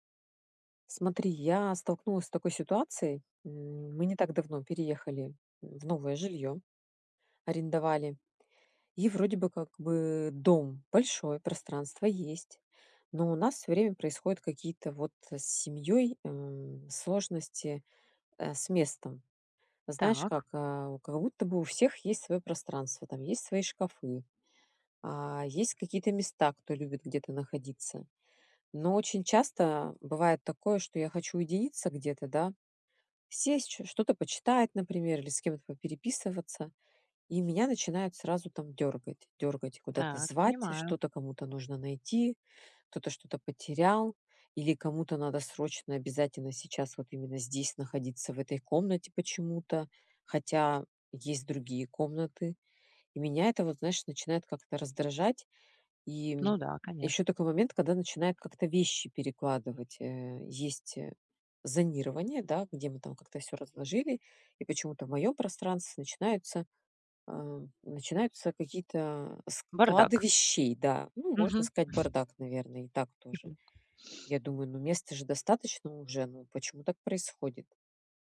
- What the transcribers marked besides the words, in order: tapping
- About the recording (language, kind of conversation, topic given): Russian, advice, Как договориться о границах и правилах совместного пользования общей рабочей зоной?